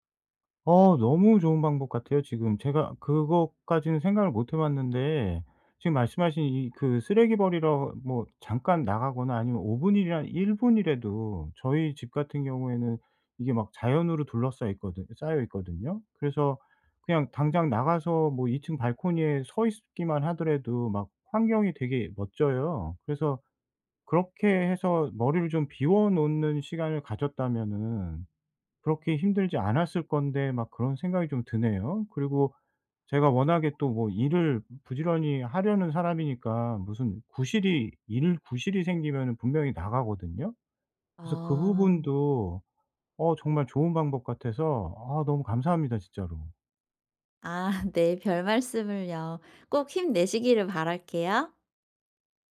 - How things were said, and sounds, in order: laugh; other background noise
- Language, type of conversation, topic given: Korean, advice, 일상에서 더 자주 쉴 시간을 어떻게 만들 수 있을까요?